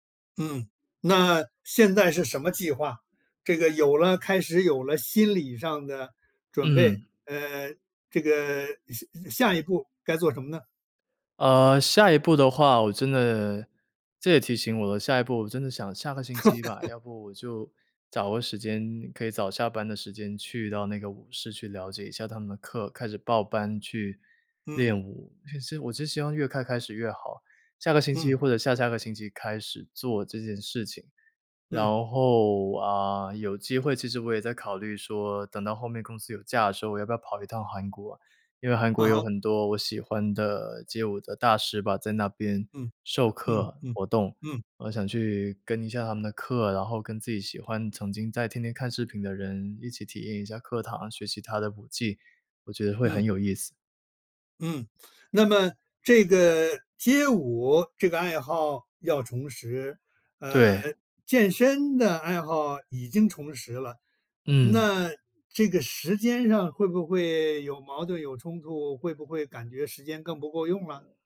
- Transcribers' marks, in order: laugh; "快" said as "慨"
- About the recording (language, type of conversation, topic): Chinese, podcast, 重拾爱好的第一步通常是什么？